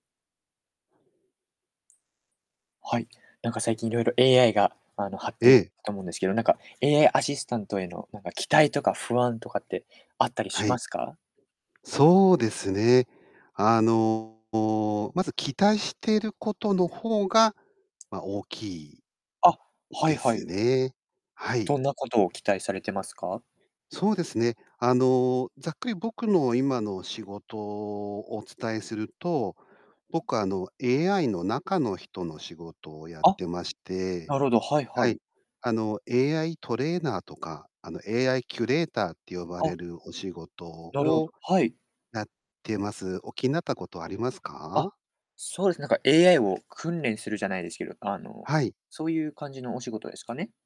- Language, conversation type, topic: Japanese, podcast, AIアシスタントに期待していることと不安に感じていることについて、どう思いますか？
- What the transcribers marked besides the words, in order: distorted speech; other background noise